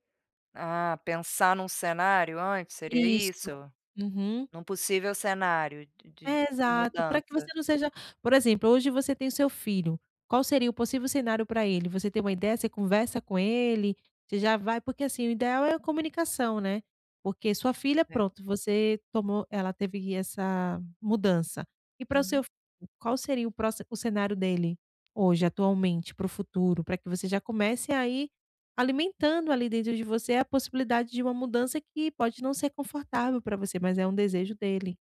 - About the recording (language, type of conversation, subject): Portuguese, advice, Como posso me adaptar quando mudanças inesperadas me fazem perder algo importante?
- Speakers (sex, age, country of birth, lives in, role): female, 35-39, Brazil, Portugal, advisor; female, 45-49, Brazil, Portugal, user
- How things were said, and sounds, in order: none